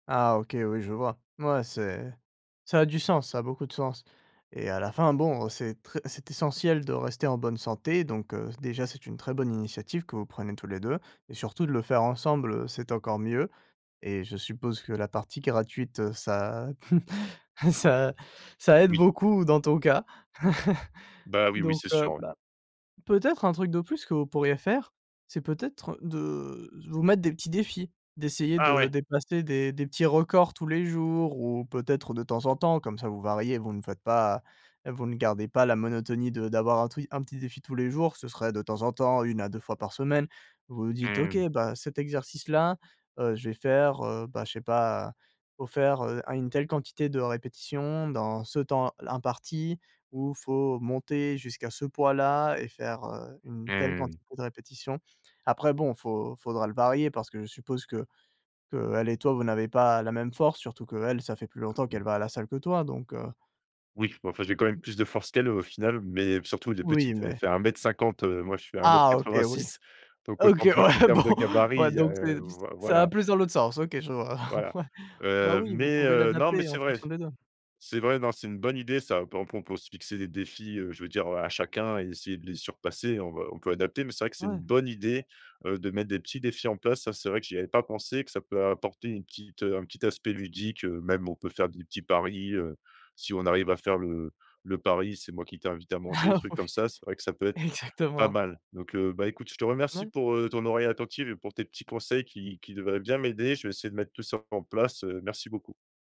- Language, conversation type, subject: French, advice, Comment puis-je varier mes séances d’entraînement pour ne plus me lasser des mêmes exercices ?
- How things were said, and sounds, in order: other background noise; chuckle; laughing while speaking: "ça"; chuckle; tapping; unintelligible speech; stressed: "Ah, OK, oui"; laughing while speaking: "ouais, bon"; laughing while speaking: "ouais"; stressed: "bonne"; laughing while speaking: "Ah, ouais. Exactement"